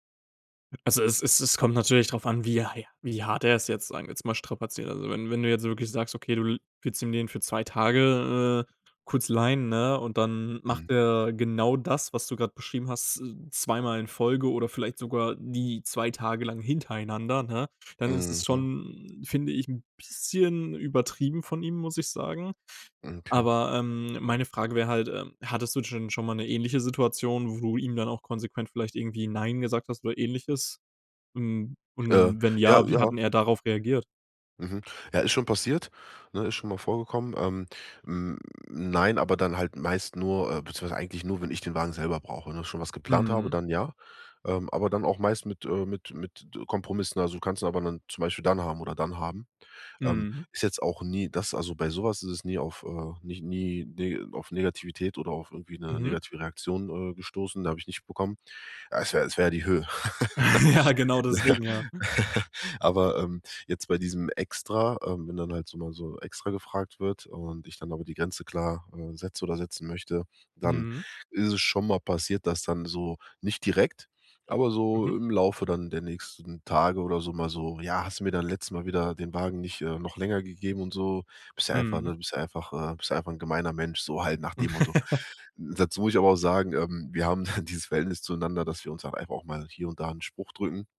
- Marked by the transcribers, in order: other background noise; laugh; laughing while speaking: "Ja"; laugh; laugh; chuckle
- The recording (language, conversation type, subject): German, advice, Wie kann ich bei Freunden Grenzen setzen, ohne mich schuldig zu fühlen?